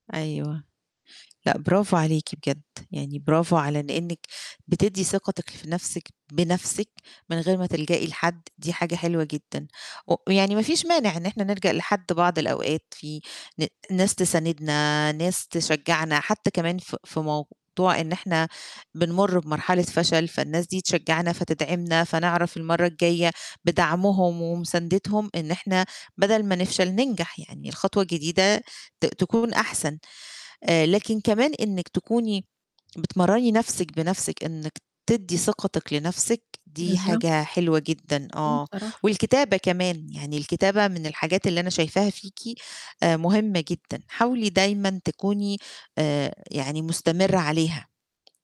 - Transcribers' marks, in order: none
- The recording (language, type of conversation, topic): Arabic, podcast, لما بتفشل، بتعمل إيه بعد كده عادةً؟